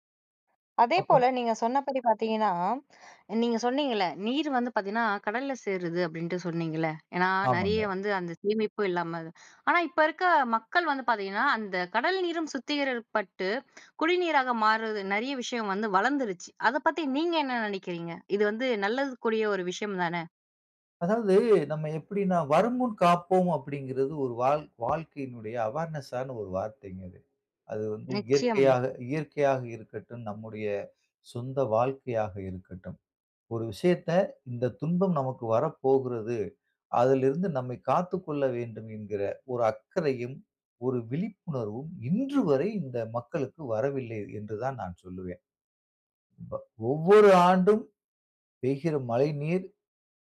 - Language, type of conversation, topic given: Tamil, podcast, நீரைப் பாதுகாக்க மக்கள் என்ன செய்ய வேண்டும் என்று நீங்கள் நினைக்கிறீர்கள்?
- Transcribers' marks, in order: in English: "அவேர்னஸ்‌ஸான"